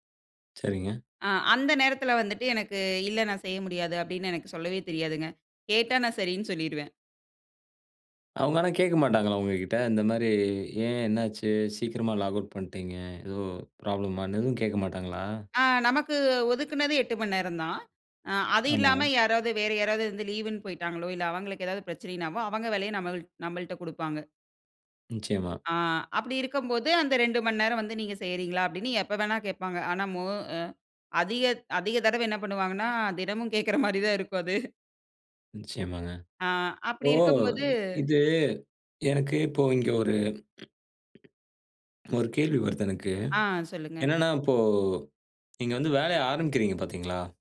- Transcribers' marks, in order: in English: "லாக்அவுட்"; laughing while speaking: "தினமும் கேக்ற மாதிரி தான் இருக்கும் அது"; drawn out: "ஓ!"; other background noise
- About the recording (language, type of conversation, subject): Tamil, podcast, ‘இல்லை’ சொல்ல சிரமமா? அதை எப்படி கற்றுக் கொண்டாய்?